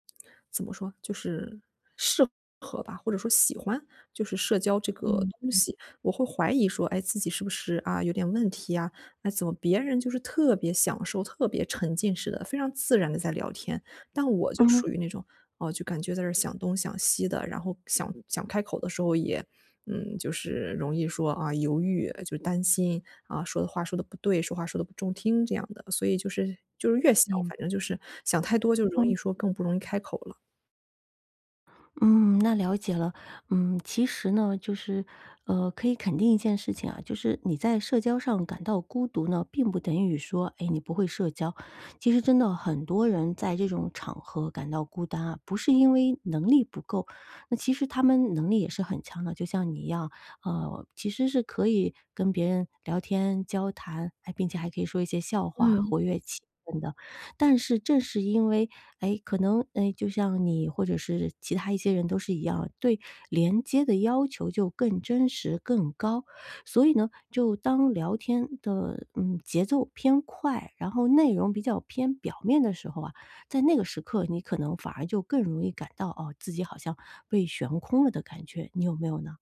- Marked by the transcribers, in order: other background noise
- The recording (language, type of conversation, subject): Chinese, advice, 在派对上我常常感到孤单，该怎么办？